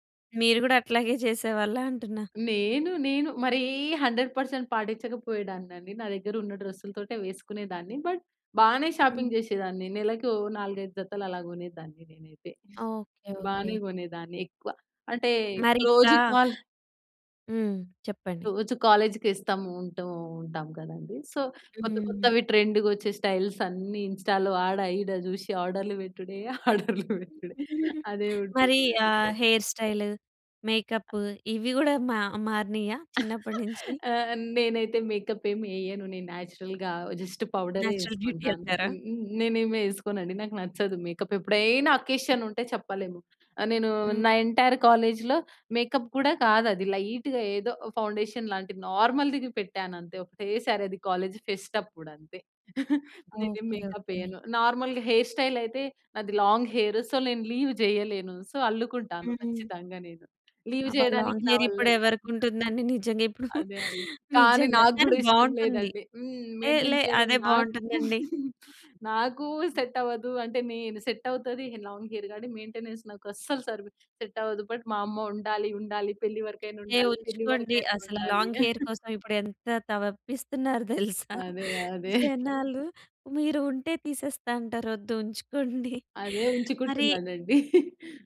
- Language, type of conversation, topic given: Telugu, podcast, నీ స్టైల్ ఎలా మారిందని చెప్పగలవా?
- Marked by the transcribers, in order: in English: "హండ్రెడ్ పర్సెంట్"; in English: "బట్"; in English: "షాపింగ్"; other background noise; other noise; in English: "కాలేజ్‌కి"; in English: "సో"; in English: "ట్రెండ్‌గా"; in English: "స్టైల్స్"; in English: "ఇన్‌స్టాలో"; giggle; in English: "హెయిర్ స్టైల్, మేకప్"; unintelligible speech; giggle; in English: "మేకప్"; in English: "నేచురల్‌గా జస్ట్"; in English: "నేచురల్ బ్యూటీ"; in English: "మేకప్"; in English: "అకేషన్"; in English: "ఎంటైర్ కాలేజ్‌లో మేకప్"; in English: "లైట్‌గా"; in English: "ఫౌండేషన్"; in English: "నార్మల్"; in English: "కాలేజ్ ఫెస్ట్"; in English: "మేకప్"; in English: "నార్మల్‌గా హెయిర్ స్టైల్"; in English: "లాంగ్ హెయిర్ సో"; in English: "లీవ్"; in English: "సో"; in English: "లీవ్"; in English: "లాంగ్ హెయిర్"; giggle; in English: "మెయింటైన్"; giggle; in English: "సెట్"; in English: "సెట్"; in English: "లాంగ్ హెయిర్‌గా మెయింటెనెన్స్"; in English: "సెట్"; in English: "బట్"; in English: "లాంగ్ హెయిర్"; giggle; giggle